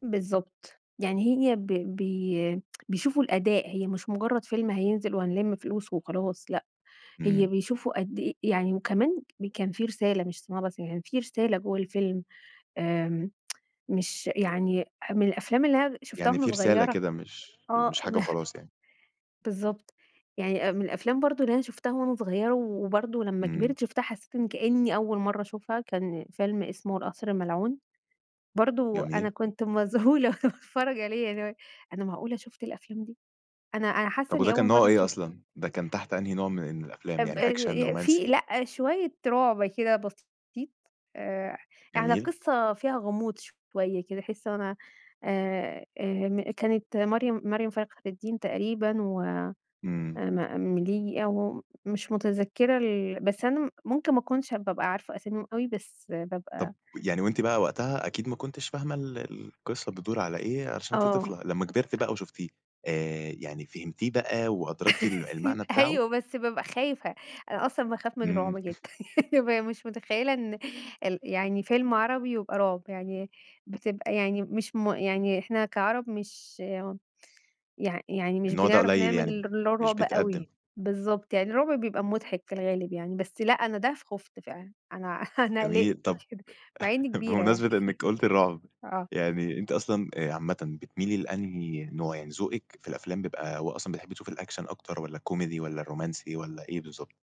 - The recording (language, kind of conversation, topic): Arabic, podcast, إزاي ذوقك في الأفلام اتغيّر مع مرور السنين؟
- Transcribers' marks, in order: tsk; tsk; laughing while speaking: "ب"; laughing while speaking: "مذهولة وأنا باتفرج عليه، يعني اللي هو إيه"; in English: "أكشن"; tapping; laugh; laughing while speaking: "أيوَه"; chuckle; laugh; unintelligible speech; background speech; chuckle; laughing while speaking: "كبيرة"; chuckle; in English: "الأكشن"